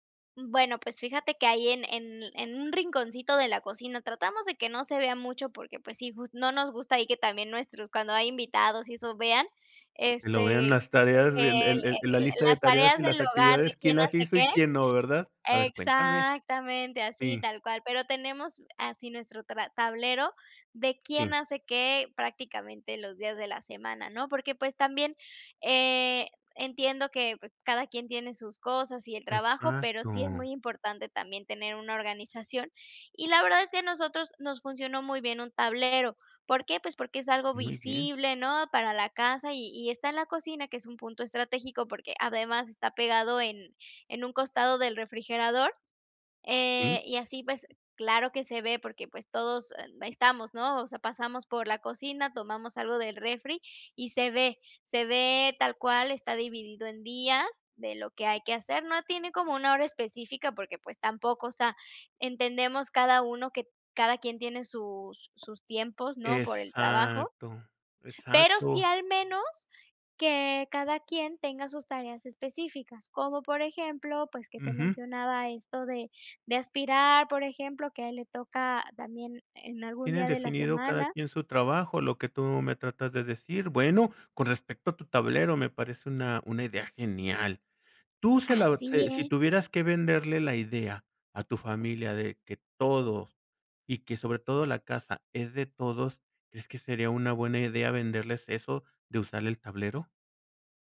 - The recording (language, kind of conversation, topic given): Spanish, podcast, ¿Cómo organizas las tareas del hogar en familia?
- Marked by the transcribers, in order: other background noise; tapping